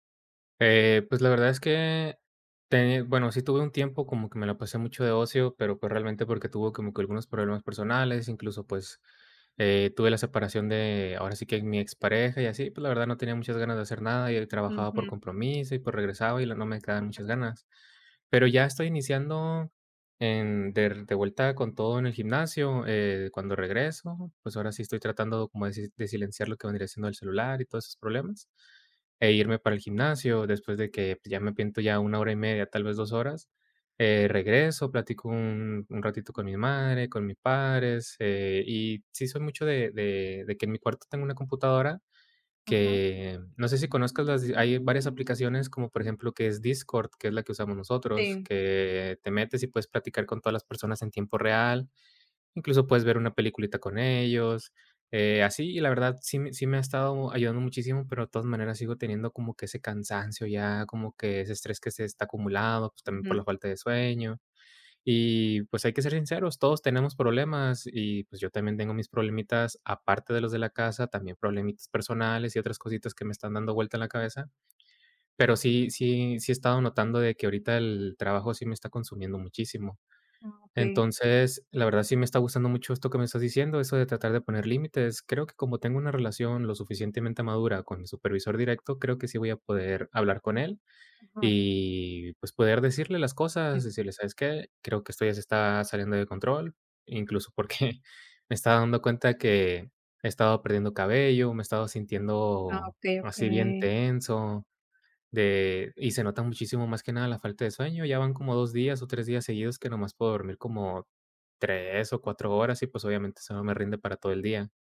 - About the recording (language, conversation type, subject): Spanish, advice, ¿Por qué me cuesta desconectar después del trabajo?
- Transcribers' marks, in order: none